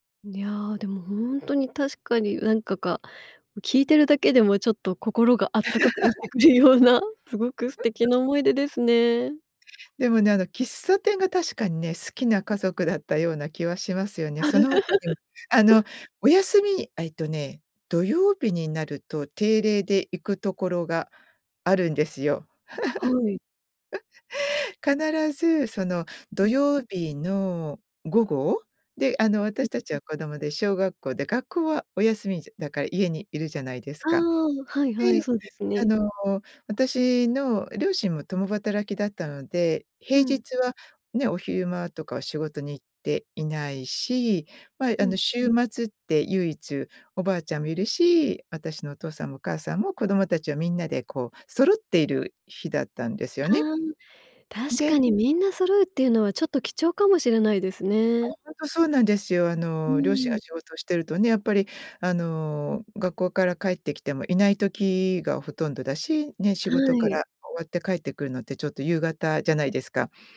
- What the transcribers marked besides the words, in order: laugh; laughing while speaking: "なってくるような"; chuckle; laugh; chuckle; unintelligible speech
- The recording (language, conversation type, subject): Japanese, podcast, 子どもの頃にほっとする味として思い出すのは何ですか？